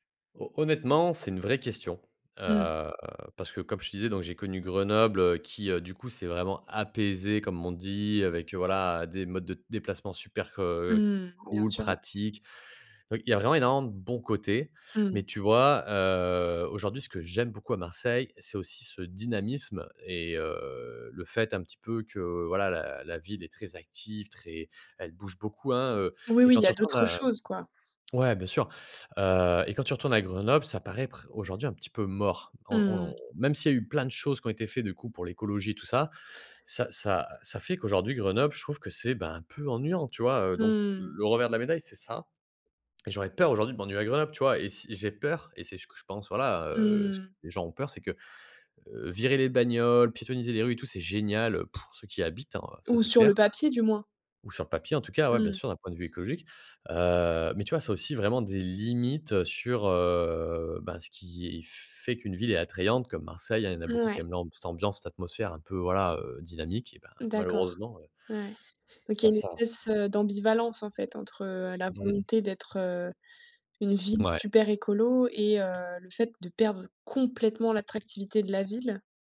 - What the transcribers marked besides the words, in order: stressed: "apaisé"; other background noise; tapping; stressed: "peur"; drawn out: "heu"; stressed: "complètement"
- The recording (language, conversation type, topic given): French, podcast, Comment la ville pourrait-elle être plus verte, selon toi ?